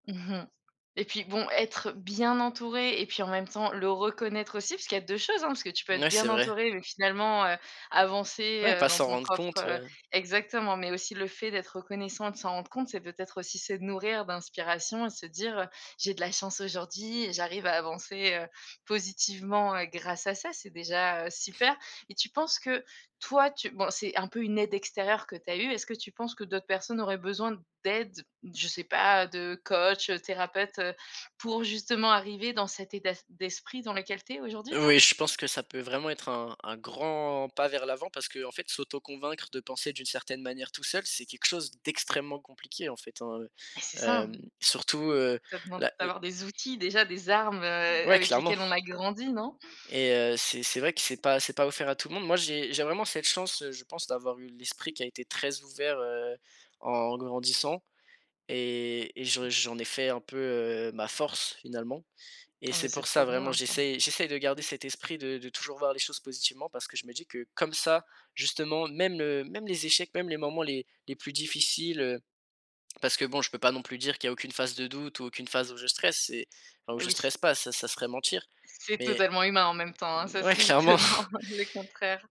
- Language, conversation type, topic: French, podcast, Comment gères-tu la peur avant un grand changement ?
- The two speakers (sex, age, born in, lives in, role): female, 35-39, France, Germany, host; male, 18-19, France, France, guest
- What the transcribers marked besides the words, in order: other background noise; tapping; laughing while speaking: "clairement"; laughing while speaking: "étonnant"